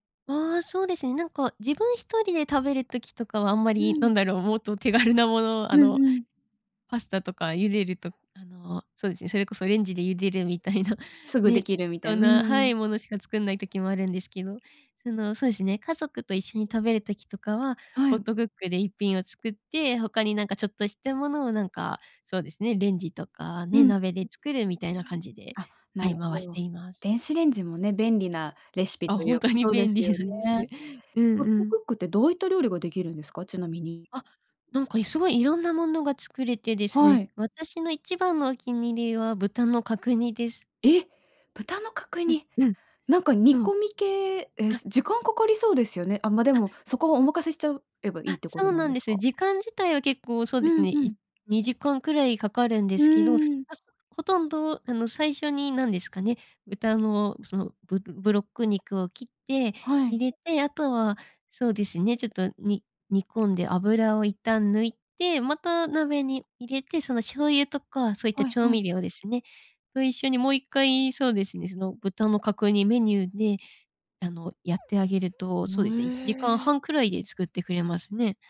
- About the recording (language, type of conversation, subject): Japanese, podcast, 家事のやりくりはどう工夫していますか？
- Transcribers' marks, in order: laughing while speaking: "手軽なもの"; laughing while speaking: "ほんとに便利なんです"